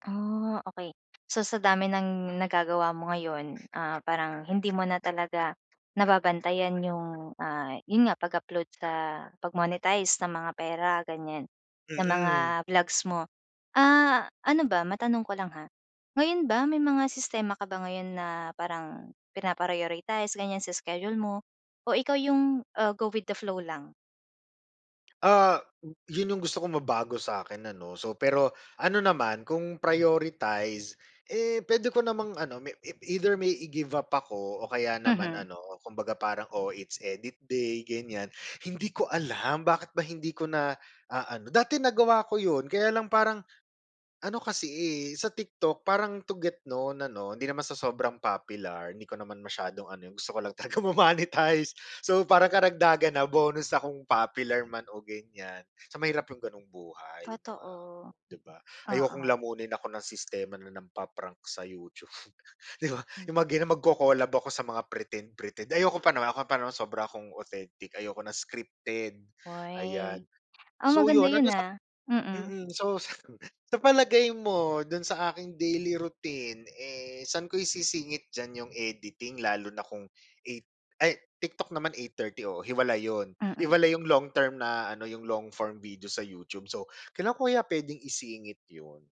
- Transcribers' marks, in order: other background noise; laughing while speaking: "ma monetize"; laughing while speaking: "'di ba?"; laugh
- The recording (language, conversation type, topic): Filipino, advice, Paano ko mababalanse ang mga agarang gawain at mga pangmatagalang layunin?